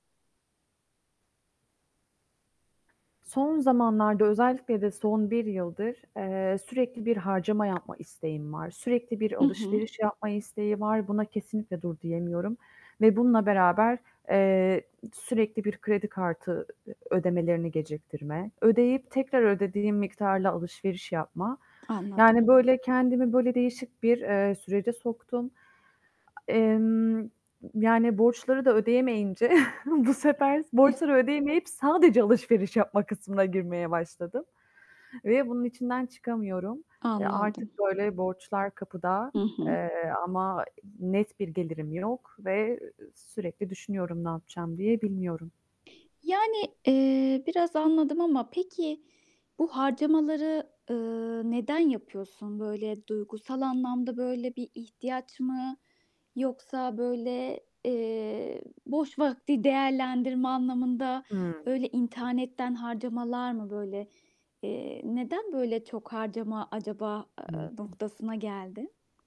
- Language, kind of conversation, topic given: Turkish, advice, Harcamalarımı kontrol edemeyip sürekli borca girme döngüsünden nasıl çıkabilirim?
- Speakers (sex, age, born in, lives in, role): female, 25-29, Turkey, Ireland, user; female, 35-39, Turkey, Austria, advisor
- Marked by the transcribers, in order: static; other background noise; background speech; other noise; chuckle; trusting: "bu sefer s"; unintelligible speech; tapping